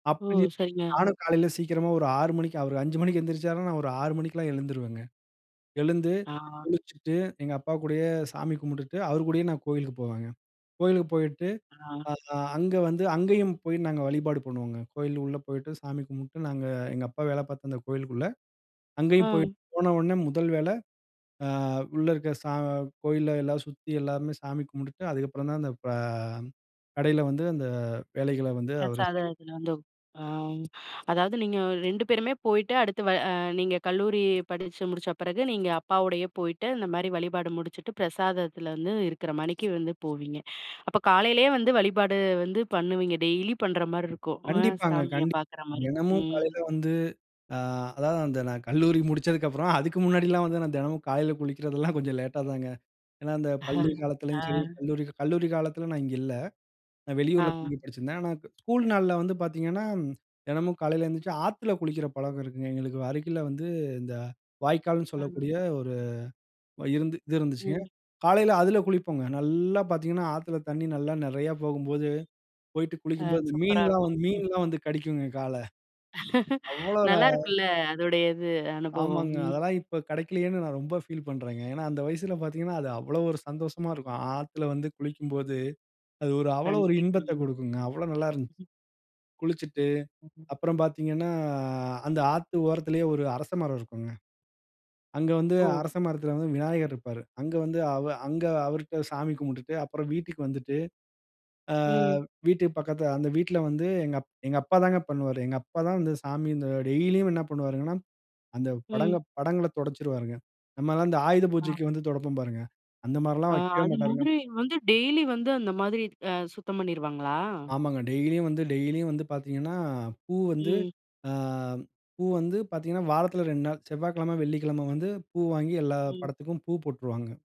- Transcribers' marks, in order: other background noise; drawn out: "அந்த"; unintelligible speech; "கண்டிப்பா" said as "கண்டி"; chuckle; chuckle; horn; unintelligible speech; drawn out: "பார்த்தீங்கன்னா"; other noise
- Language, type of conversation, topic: Tamil, podcast, உங்கள் வீட்டில் காலை வழிபாடு எப்படிச் நடைபெறுகிறது?